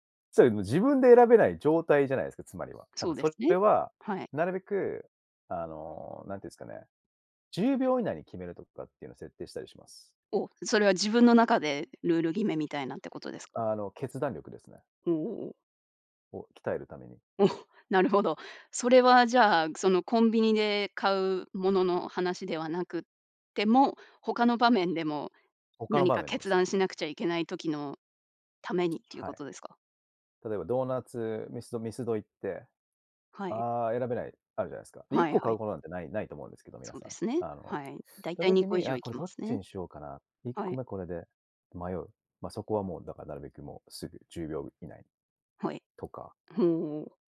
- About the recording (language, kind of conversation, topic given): Japanese, podcast, 選択肢が多すぎると、かえって決められなくなることはありますか？
- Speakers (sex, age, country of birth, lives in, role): female, 30-34, Japan, United States, host; male, 35-39, Japan, Japan, guest
- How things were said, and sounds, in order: tapping